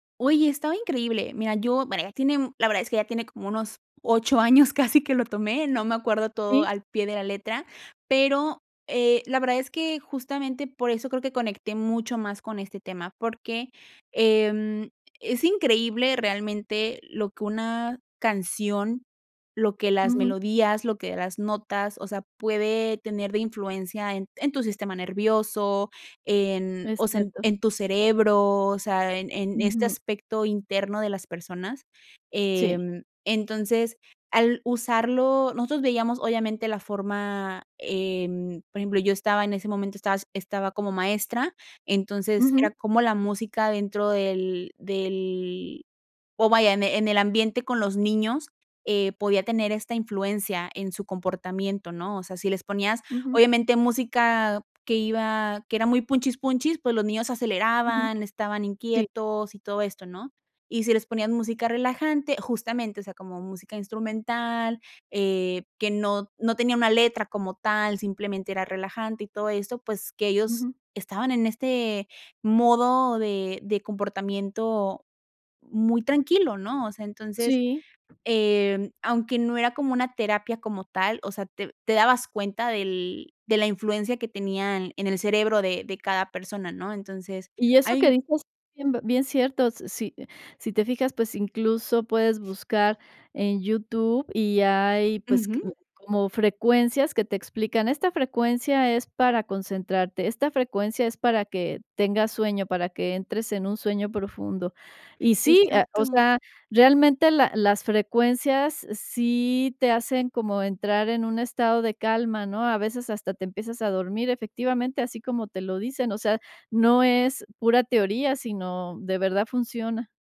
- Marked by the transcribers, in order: other background noise
- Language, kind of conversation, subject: Spanish, podcast, ¿Qué papel juega la música en tu vida para ayudarte a desconectarte del día a día?